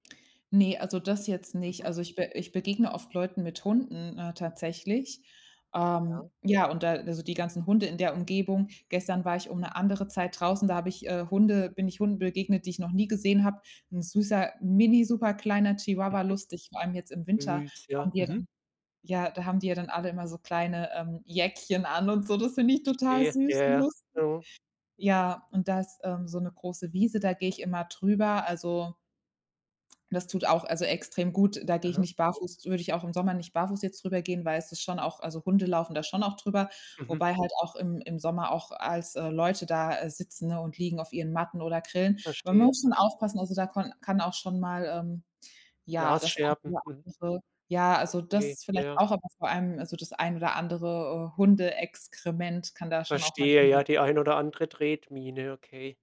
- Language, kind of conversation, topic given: German, podcast, Welche kleinen Pausen geben dir tagsüber am meisten Energie?
- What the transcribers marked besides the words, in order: joyful: "Jäckchen an und so, das find ich total süß und lustig"; other background noise